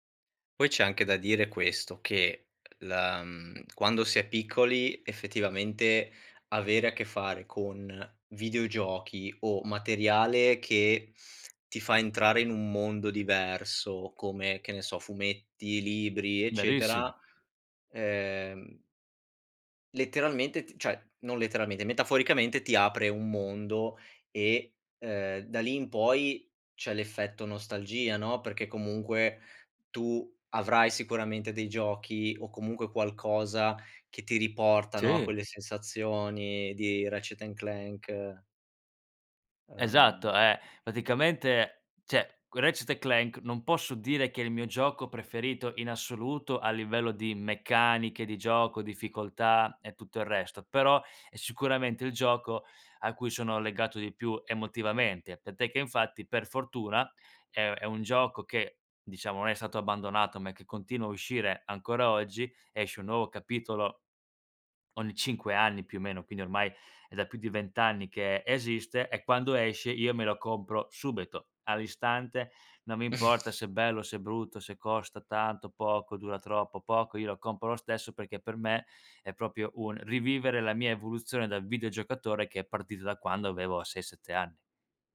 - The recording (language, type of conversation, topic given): Italian, podcast, Quale hobby ti fa dimenticare il tempo?
- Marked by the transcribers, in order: tapping; "cioè" said as "ceh"; chuckle; "proprio" said as "propio"